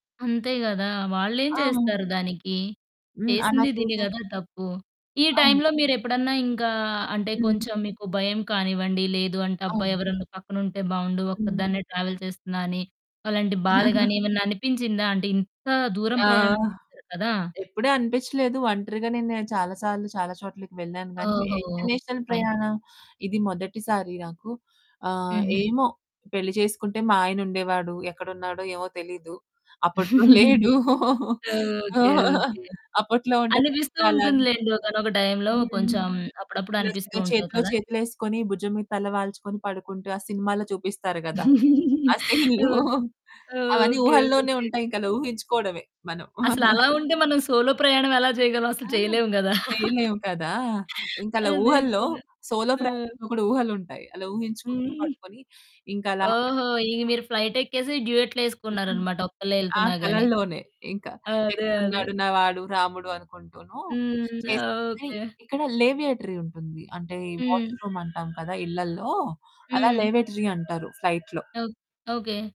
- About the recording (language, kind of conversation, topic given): Telugu, podcast, మీ మొదటి ఒంటరి ప్రయాణం గురించి చెప్పగలరా?
- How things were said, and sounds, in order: other background noise; in English: "ట్రావెల్"; chuckle; distorted speech; in English: "ఫైన్"; in English: "ఇంటర్నేషనల్"; giggle; laugh; unintelligible speech; chuckle; laughing while speaking: "సీన్లు"; chuckle; in English: "సోలో"; chuckle; in English: "సోలో"; unintelligible speech; in English: "ఫ్లైట్"; in English: "లేవియేటరీ"; in English: "వాష్‌రూమ్"; static; in English: "లేవిటరీ"; in English: "ఫ్లైట్‌లో"